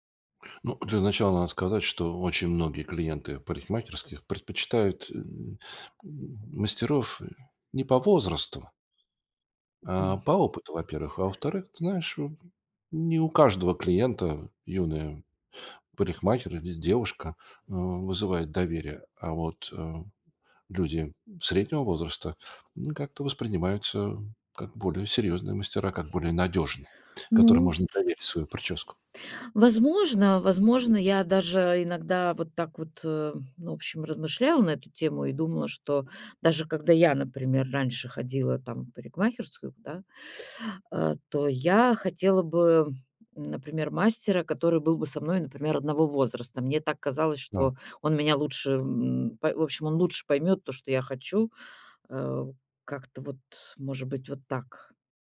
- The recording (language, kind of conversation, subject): Russian, advice, Как решиться сменить профессию в середине жизни?
- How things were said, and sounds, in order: tapping; other background noise